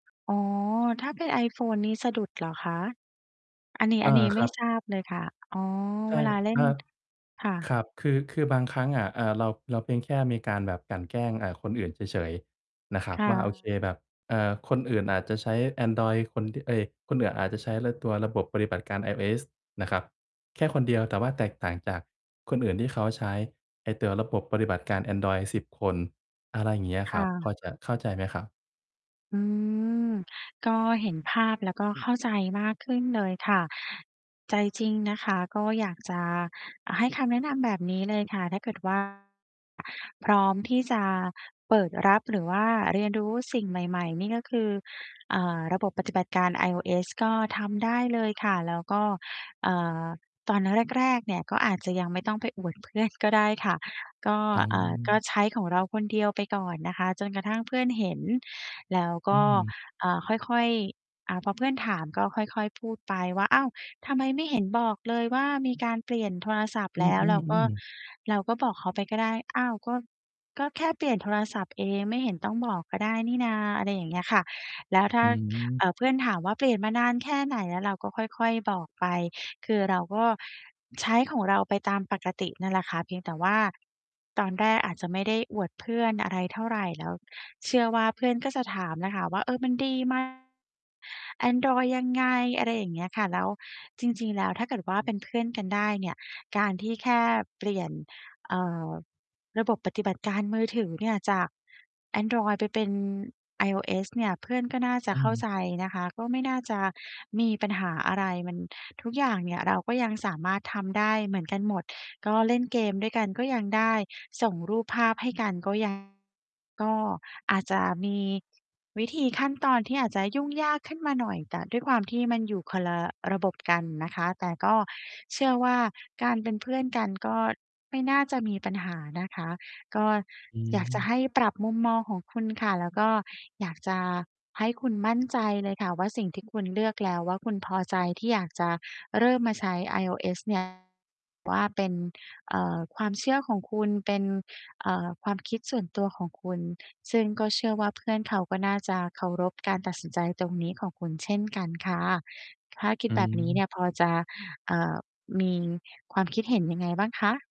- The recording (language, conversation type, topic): Thai, advice, ฉันจะเริ่มลองทำสิ่งใหม่ๆ ในชีวิตประจำวันโดยไม่กลัวว่าจะถูกคนอื่นตัดสินได้อย่างไร?
- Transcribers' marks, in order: tapping; distorted speech; other background noise